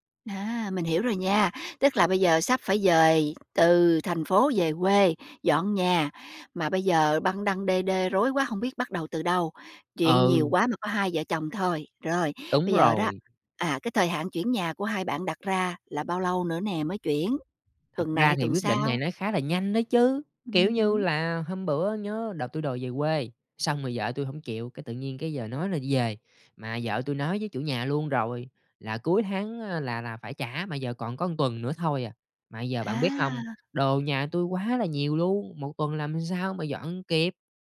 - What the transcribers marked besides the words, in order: tapping
- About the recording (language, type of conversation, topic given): Vietnamese, advice, Làm sao để giảm căng thẳng khi sắp chuyển nhà mà không biết bắt đầu từ đâu?